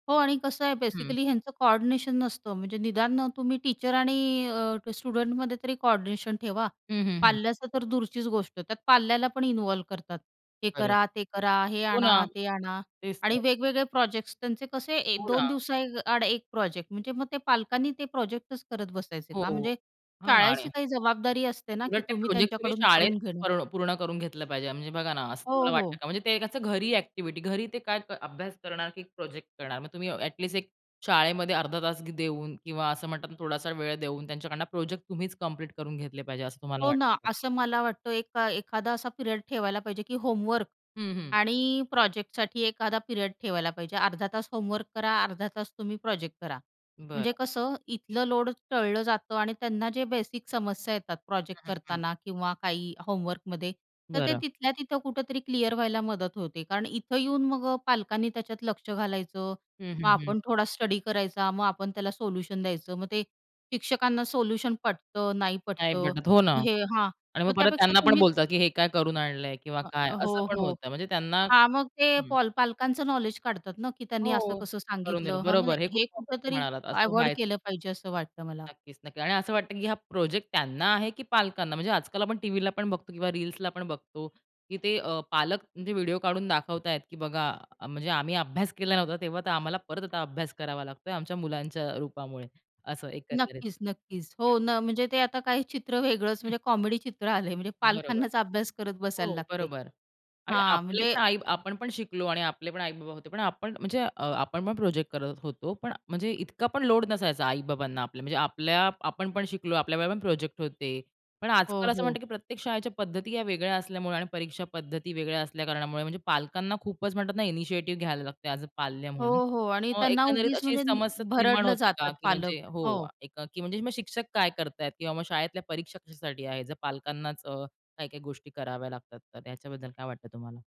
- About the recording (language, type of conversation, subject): Marathi, podcast, शाळेतल्या परीक्षांबद्दल तुमचे मत काय आहे?
- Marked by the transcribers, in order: in English: "बेसिकली"; in English: "टीचर"; in English: "स्टुडंटमध्ये"; tapping; other background noise; in English: "बेसिक"; other noise; in English: "स्टडी"; unintelligible speech; in English: "कॉमेडी"; horn; in English: "इनिशिएटिव्ह"; in English: "ॲज अ"